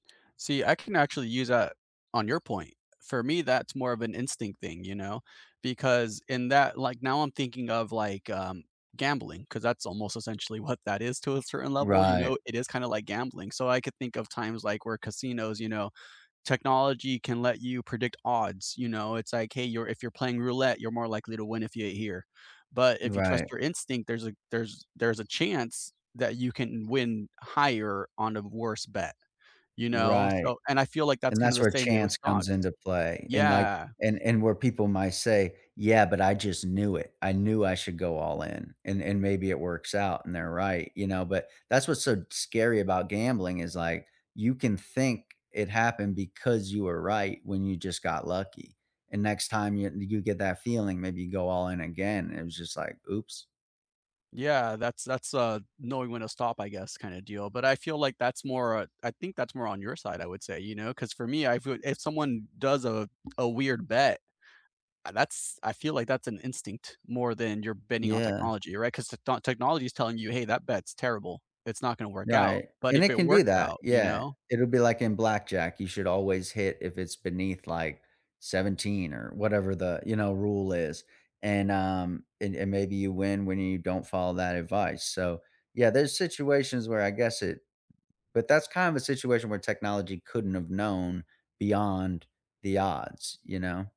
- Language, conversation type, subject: English, unstructured, Should you let technology decide what’s best for you, or should you trust your own instincts more?
- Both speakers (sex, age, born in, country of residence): male, 35-39, United States, United States; male, 40-44, United States, United States
- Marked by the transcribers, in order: unintelligible speech; tapping; other background noise